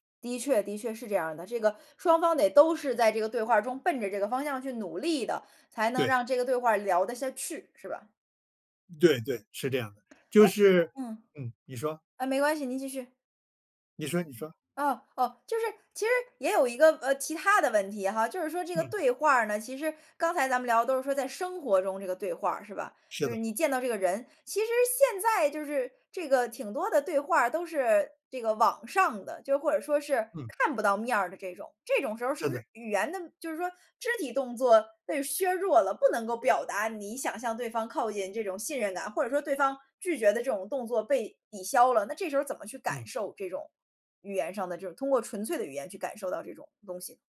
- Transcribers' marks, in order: other background noise
- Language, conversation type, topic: Chinese, podcast, 你如何在对话中创造信任感？